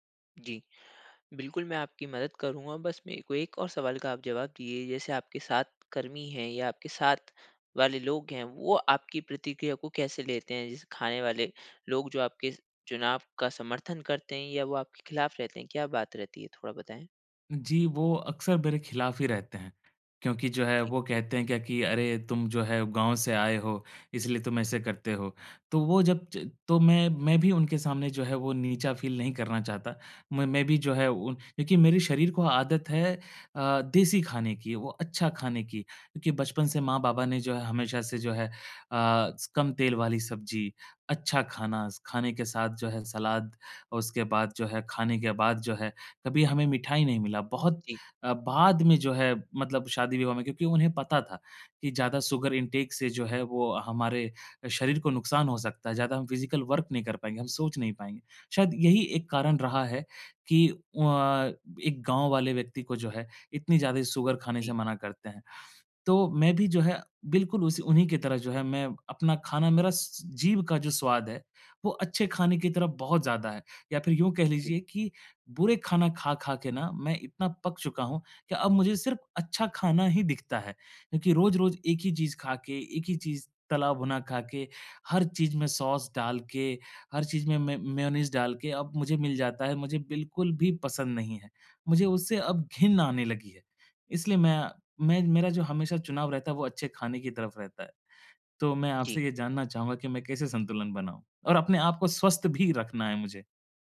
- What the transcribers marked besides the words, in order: in English: "फ़ील"; in English: "शुगर इंटेक"; in English: "फ़िज़िकल वर्क"; in English: "शुगर"
- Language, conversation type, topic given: Hindi, advice, सामाजिक भोजन के दौरान मैं संतुलन कैसे बनाए रखूँ और स्वस्थ कैसे रहूँ?